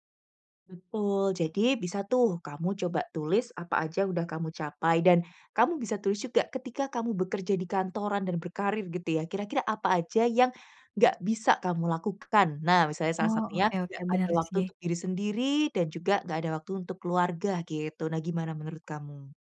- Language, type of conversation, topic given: Indonesian, advice, Kenapa saya sering membandingkan diri dengan teman hingga merasa kurang dan cemburu?
- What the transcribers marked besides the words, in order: none